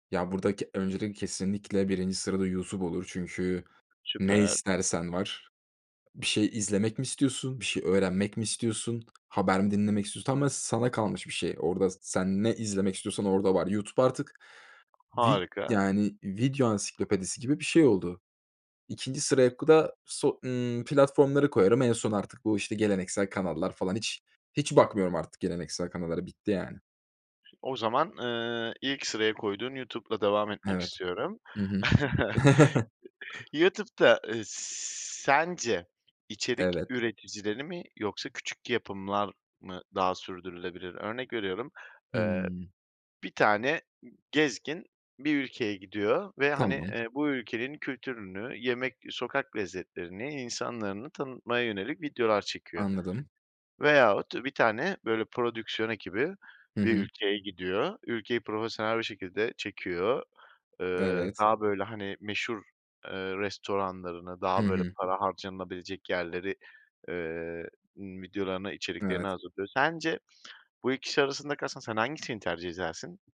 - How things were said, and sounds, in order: other background noise; tapping; chuckle; stressed: "sence"; "edersin" said as "ezersin"
- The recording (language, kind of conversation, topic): Turkish, podcast, Sence geleneksel televizyon kanalları mı yoksa çevrim içi yayın platformları mı daha iyi?
- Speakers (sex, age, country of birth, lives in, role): male, 25-29, Turkey, Germany, guest; male, 30-34, Turkey, Poland, host